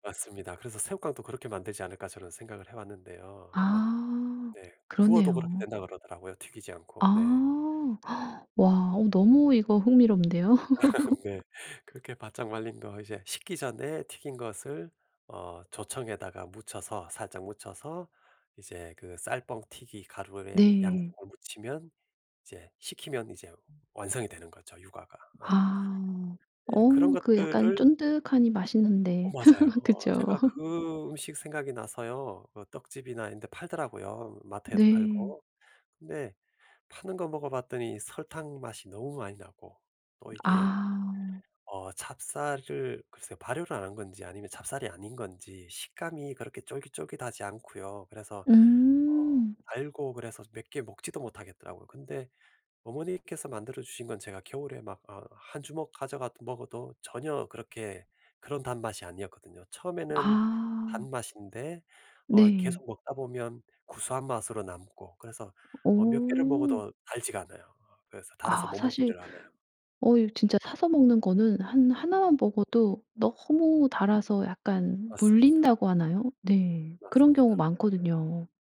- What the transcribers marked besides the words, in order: other background noise; gasp; laugh; laughing while speaking: "네"; laugh; laugh; laughing while speaking: "그쵸?"; laugh
- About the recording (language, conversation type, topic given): Korean, podcast, 음식을 통해 어떤 가치를 전달한 경험이 있으신가요?